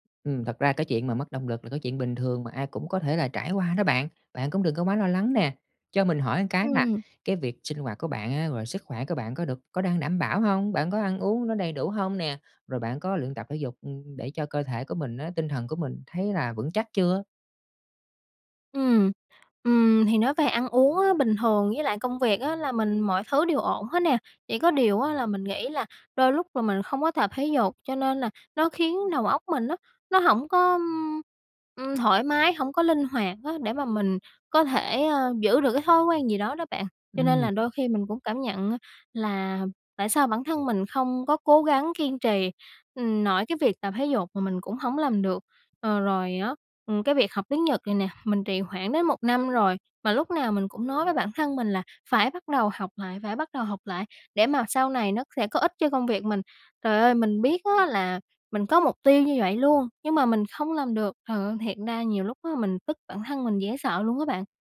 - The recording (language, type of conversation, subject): Vietnamese, advice, Vì sao bạn chưa hoàn thành mục tiêu dài hạn mà bạn đã đặt ra?
- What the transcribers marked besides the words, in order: tapping; other background noise